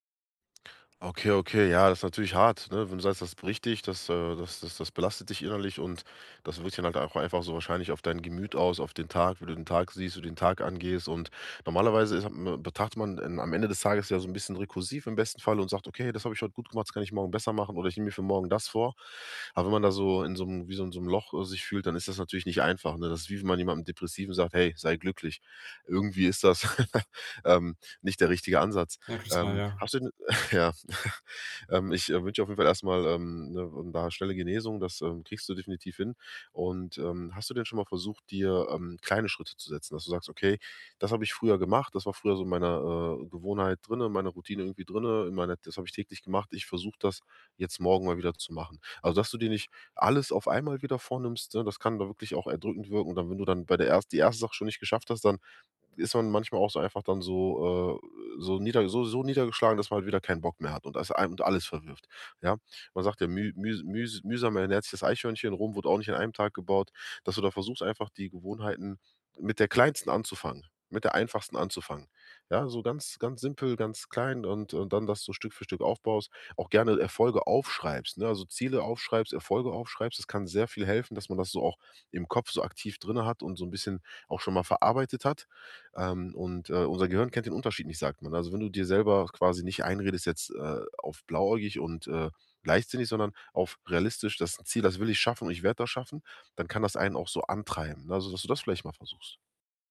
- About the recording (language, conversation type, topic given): German, advice, Wie kann ich mich täglich zu mehr Bewegung motivieren und eine passende Gewohnheit aufbauen?
- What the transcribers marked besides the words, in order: laugh; snort; chuckle